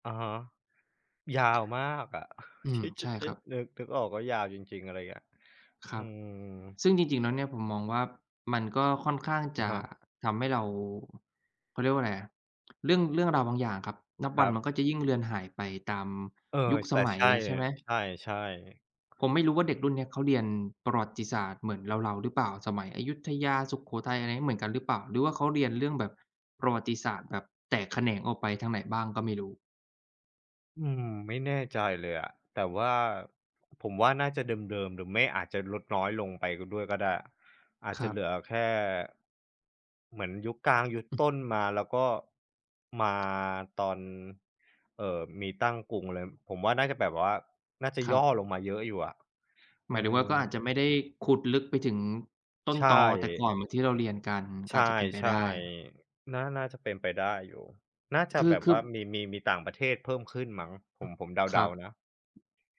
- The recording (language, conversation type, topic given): Thai, unstructured, เราควรให้ความสำคัญกับการเรียนประวัติศาสตร์ในโรงเรียนไหม?
- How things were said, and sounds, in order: tapping; laughing while speaking: "ที่จะ จะ"